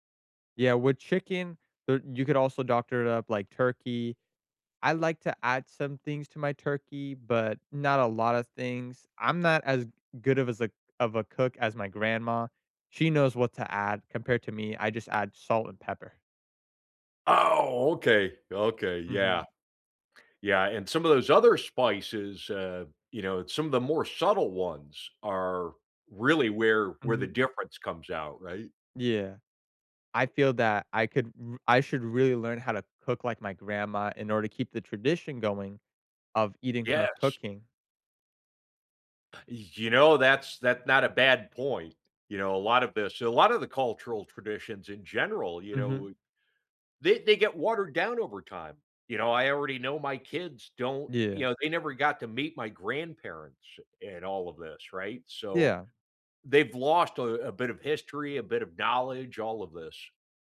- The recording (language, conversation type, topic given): English, unstructured, What cultural tradition do you look forward to each year?
- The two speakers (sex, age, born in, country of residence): male, 20-24, United States, United States; male, 55-59, United States, United States
- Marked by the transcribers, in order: none